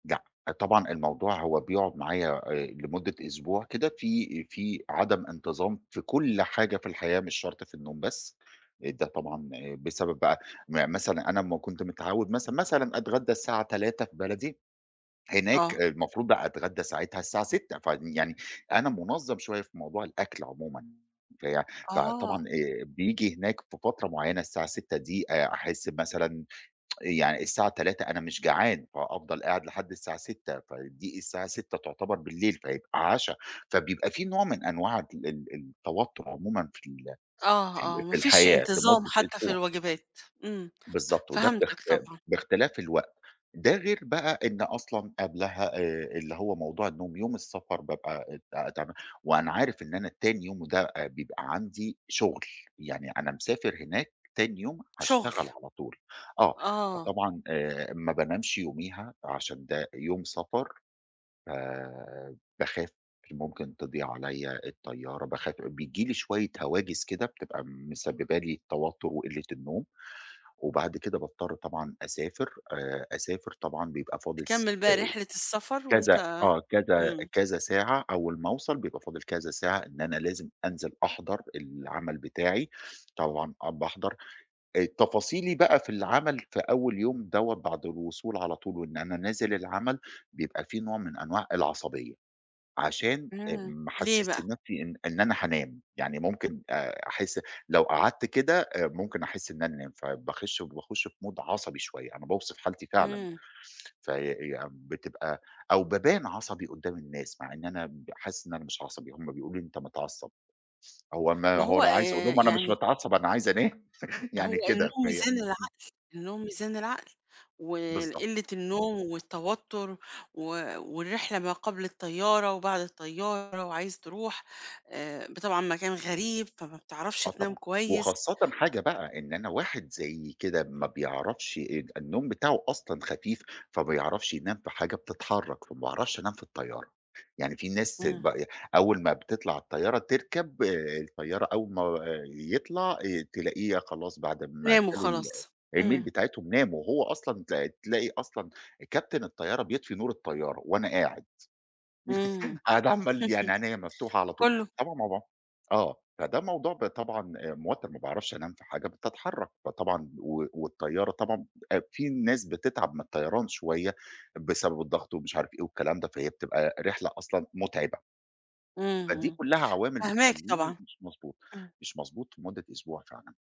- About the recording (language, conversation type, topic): Arabic, advice, إزاي أرجّع مواعيد نومي لطبيعتها بعد السفر بين مناطق زمنية مختلفة؟
- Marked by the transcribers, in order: tsk; in English: "mood"; chuckle; in English: "الmeal"; chuckle